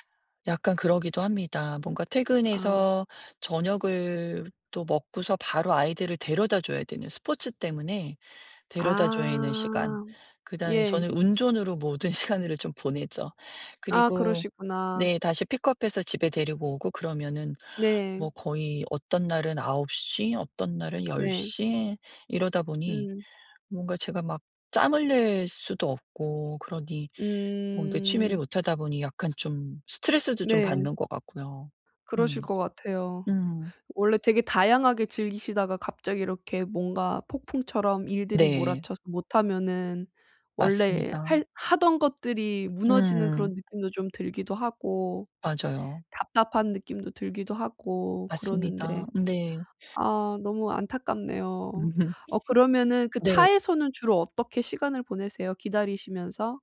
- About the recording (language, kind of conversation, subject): Korean, advice, 취미를 시작해도 오래 유지하지 못하는데, 어떻게 하면 꾸준히 할 수 있을까요?
- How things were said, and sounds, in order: in English: "스포츠"; laughing while speaking: "시간을"; put-on voice: "픽업해서"; in English: "픽업해서"; other background noise; tapping; laugh